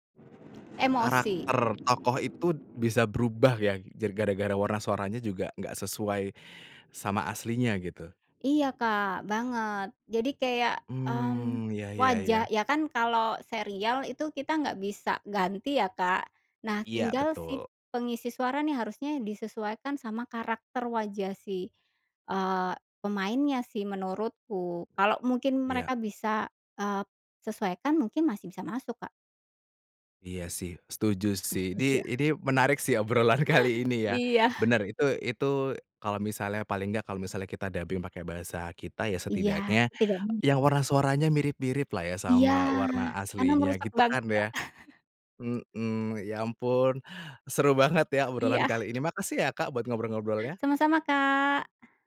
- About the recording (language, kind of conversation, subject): Indonesian, podcast, Apa pendapatmu tentang sulih suara dan takarir, dan mana yang kamu pilih?
- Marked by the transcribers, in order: other background noise; laughing while speaking: "Iya"; laughing while speaking: "obrolan"; laugh; in English: "dubbing"; laugh